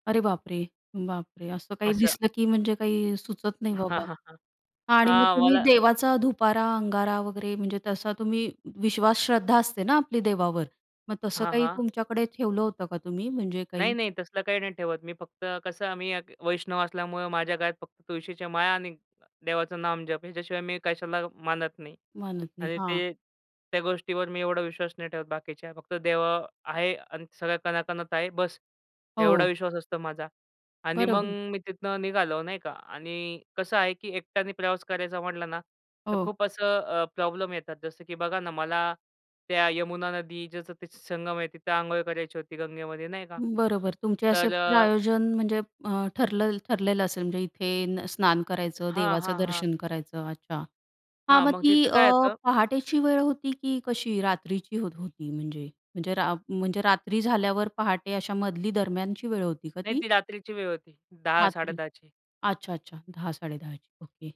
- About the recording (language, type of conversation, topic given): Marathi, podcast, एकट्याने प्रवास करताना भीतीचा सामना तुम्ही कसा केला?
- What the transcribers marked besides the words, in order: other background noise; tapping